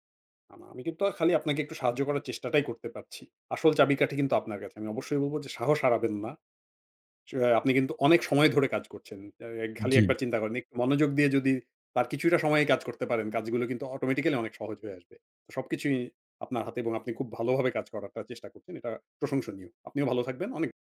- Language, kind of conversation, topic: Bengali, advice, কাজের সময় ঘন ঘন বিঘ্ন হলে মনোযোগ ধরে রাখার জন্য আমি কী করতে পারি?
- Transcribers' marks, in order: in English: "অটোমেটিক্যালি"